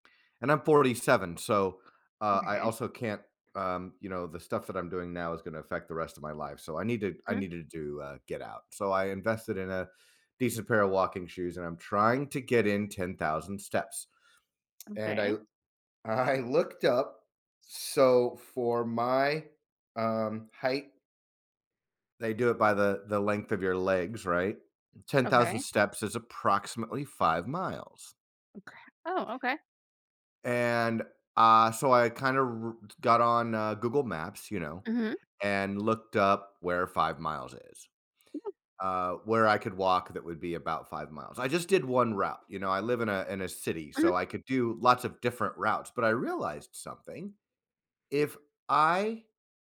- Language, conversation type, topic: English, advice, How do I start a fitness routine?
- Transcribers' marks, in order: laughing while speaking: "I"; tapping